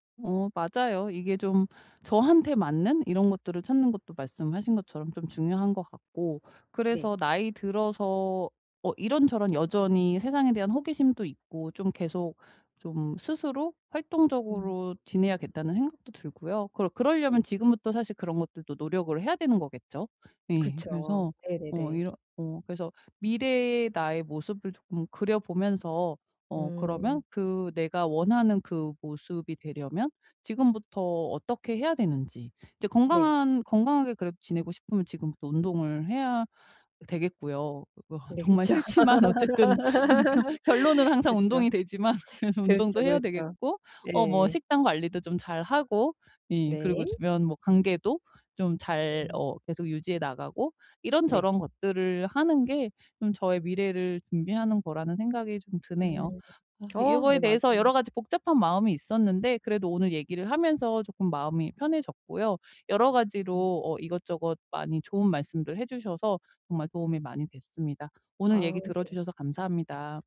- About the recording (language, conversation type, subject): Korean, advice, 예상치 못한 변화가 생겼을 때 목표를 어떻게 유연하게 조정해야 할까요?
- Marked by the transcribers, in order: tapping; other background noise; laughing while speaking: "싫지만 어쨌든 결론은 항상 운동이 되지만 그래서"; laughing while speaking: "그쵸"; laugh